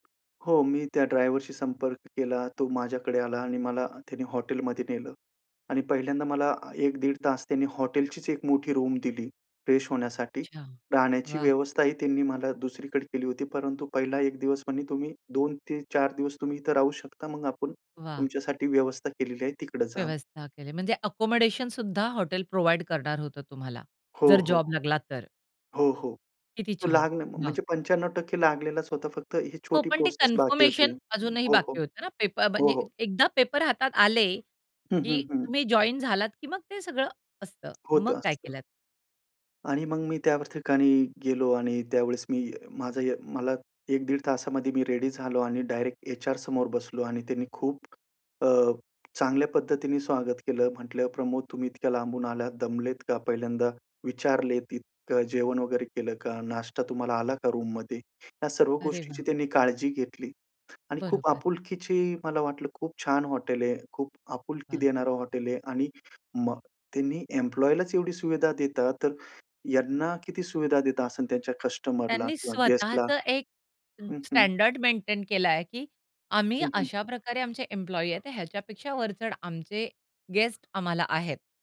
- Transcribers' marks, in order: tapping; in English: "रूम"; in English: "फ्रेश"; in English: "अकोमोडेशन"; in English: "प्रोव्हाईड"; in English: "रेडी"; in English: "एचआर"; in English: "रूममध्ये?"; bird; in English: "स्टँडर्ड"
- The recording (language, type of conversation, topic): Marathi, podcast, करिअर बदलताना नेटवर्किंगचे महत्त्व तुम्हाला कसे जाणवले?